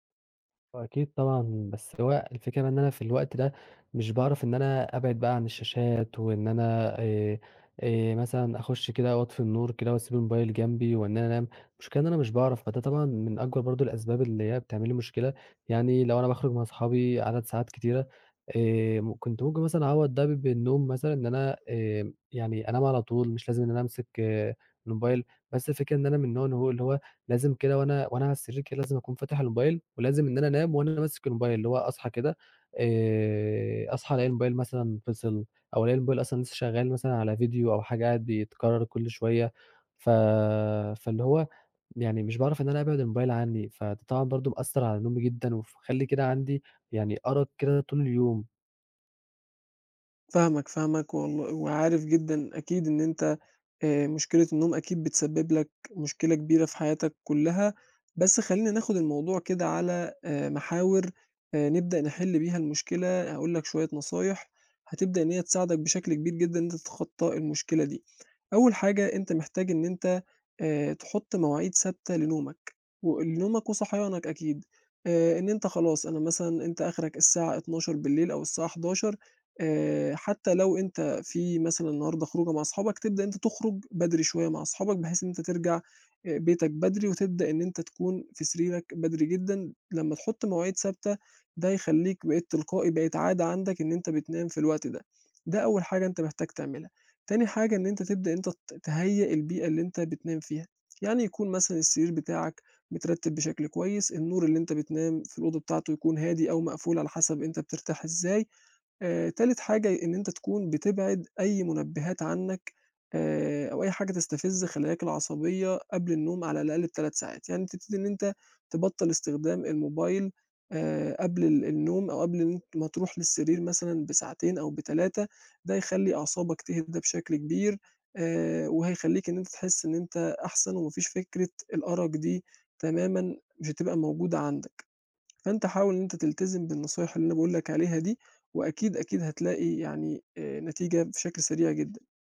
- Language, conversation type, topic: Arabic, advice, إزاي أوصف مشكلة النوم والأرق اللي بتيجي مع الإجهاد المزمن؟
- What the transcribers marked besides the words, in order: none